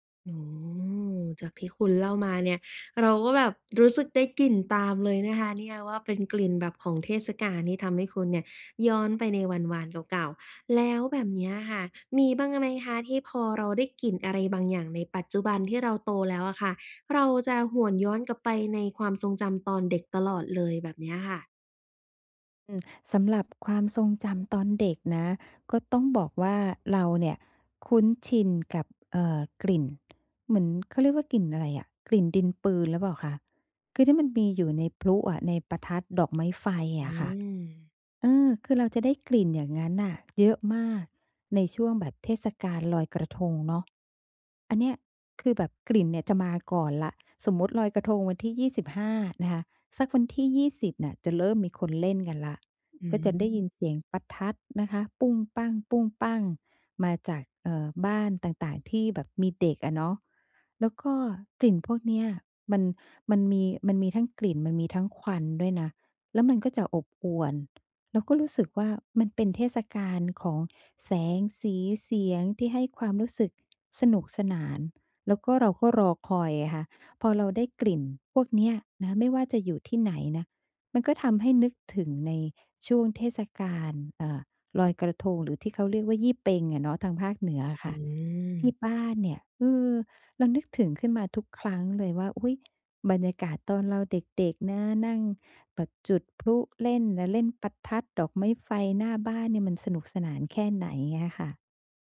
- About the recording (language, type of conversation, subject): Thai, podcast, รู้สึกอย่างไรกับกลิ่นของแต่ละฤดู เช่น กลิ่นดินหลังฝน?
- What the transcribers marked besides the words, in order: none